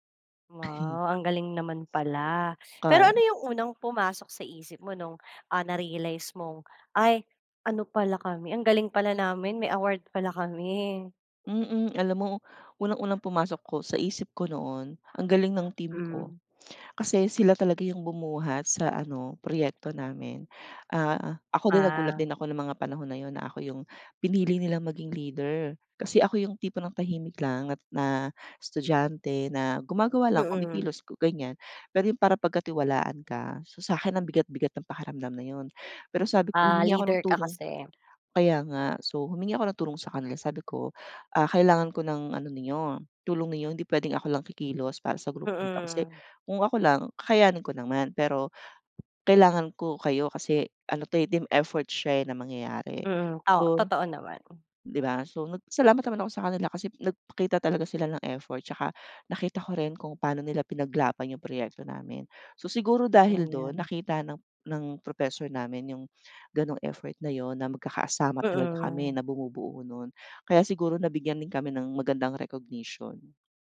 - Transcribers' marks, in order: chuckle; in English: "award"; in English: "team effort"; in English: "recognition"
- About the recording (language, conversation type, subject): Filipino, podcast, Anong kuwento mo tungkol sa isang hindi inaasahang tagumpay?